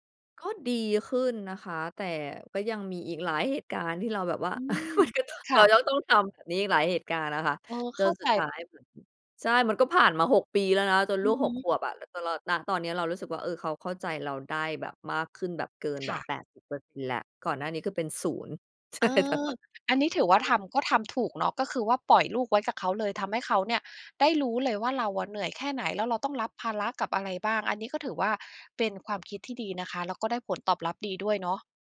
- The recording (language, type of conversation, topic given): Thai, advice, ความสัมพันธ์ของคุณเปลี่ยนไปอย่างไรหลังจากมีลูก?
- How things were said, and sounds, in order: chuckle; laughing while speaking: "มันก็ต้อง"; unintelligible speech; laughing while speaking: "ใช่ค่ะ"